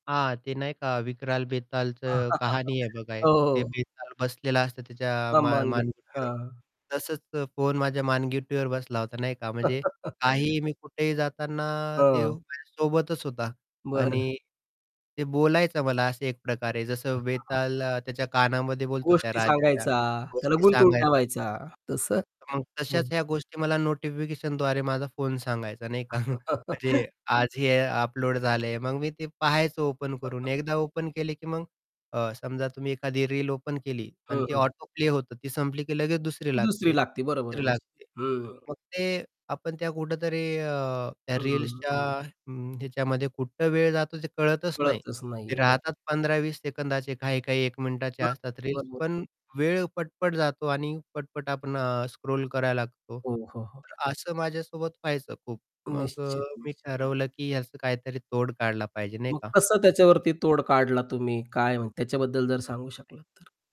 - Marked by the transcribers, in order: static; chuckle; distorted speech; laugh; tapping; unintelligible speech; other background noise; laugh; laughing while speaking: "का?"; chuckle; in English: "ओपन"; in English: "ओपन"; in English: "ओपन"; in English: "ऑटोप्ले"; unintelligible speech; in English: "स्क्रोल"
- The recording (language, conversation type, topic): Marathi, podcast, टिकटॉक आणि यूट्यूबवर सलग व्हिडिओ पाहत राहिल्यामुळे तुमचा दिवस कसा निघून जातो, असं तुम्हाला वाटतं?